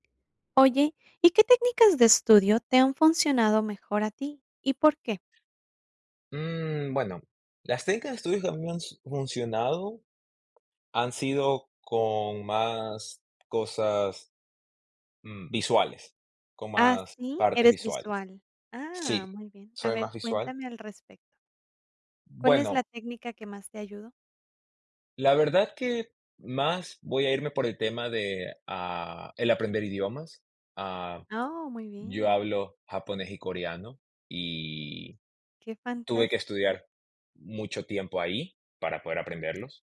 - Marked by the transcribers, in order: tapping
- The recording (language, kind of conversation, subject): Spanish, podcast, ¿Qué técnicas de estudio te han funcionado mejor y por qué?